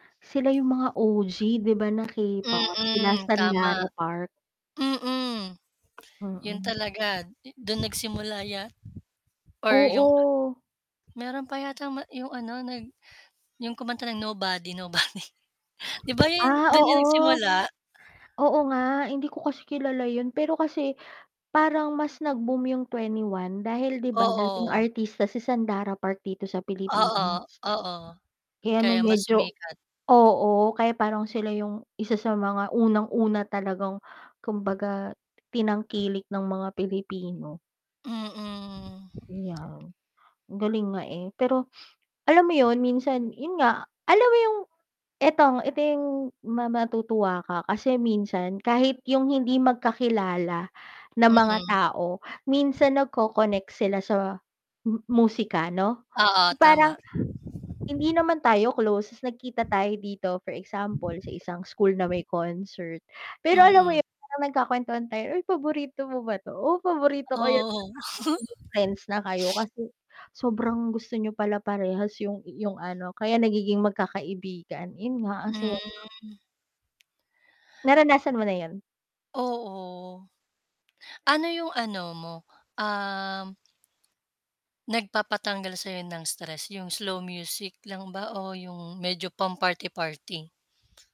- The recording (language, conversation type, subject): Filipino, unstructured, Paano nakaapekto sa iyo ang musika sa buhay mo?
- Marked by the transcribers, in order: static; wind; other background noise; laughing while speaking: "Nobody"; tongue click; sniff; distorted speech; unintelligible speech; giggle; sniff; tongue click